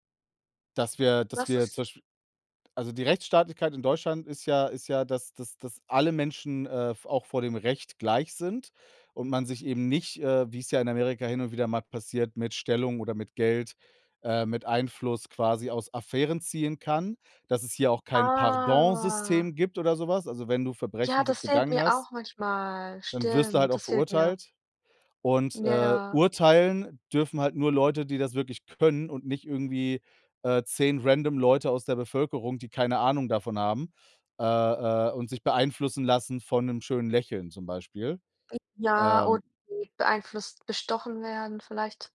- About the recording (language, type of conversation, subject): German, unstructured, Was verbindet dich am meisten mit deiner Kultur?
- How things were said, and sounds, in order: drawn out: "Ah"; drawn out: "manchmal"; in English: "random"; unintelligible speech; unintelligible speech